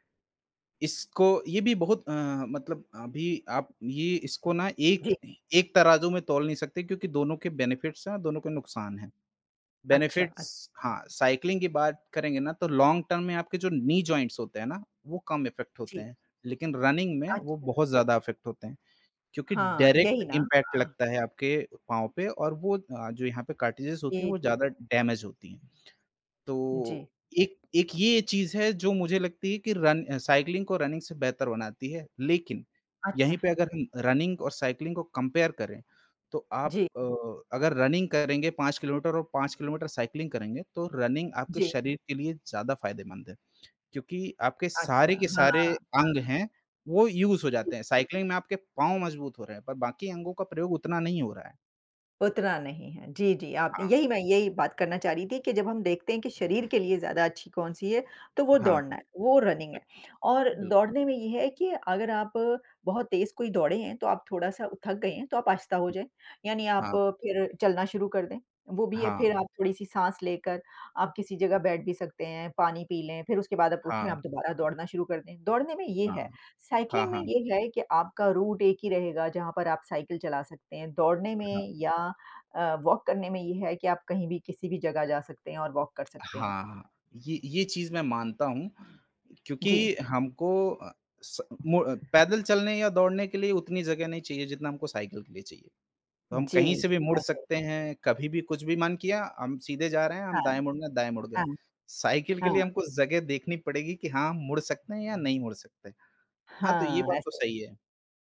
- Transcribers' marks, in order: in English: "बेनिफिट्स"; in English: "बेनिफिट्स"; in English: "साइक्लिंग"; in English: "लॉन्ग टर्म"; in English: "नी जॉइंट्स"; in English: "इफ़ेक्ट"; bird; in English: "रनिंग"; tapping; in English: "इफ़ेक्ट"; in English: "डायरेक्ट इम्पैक्ट"; in English: "कार्ट्रिज़ेस"; in English: "डेेमेज़"; in English: "साइक्लिंग"; in English: "रनिंग"; in English: "रनिंग"; in English: "साइक्लिंग"; in English: "कंपेयर"; in English: "रनिंग"; in English: "साइक्लिंग"; in English: "रनिंग"; in English: "यूज़"; in English: "साइक्लिंग"; other background noise; in English: "रनिंग"; in English: "साइक्लिंग"; in English: "रूट"; in English: "वॉक"; in English: "वॉक"
- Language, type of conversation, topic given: Hindi, unstructured, आपकी राय में साइकिल चलाना और दौड़ना—इनमें से अधिक रोमांचक क्या है?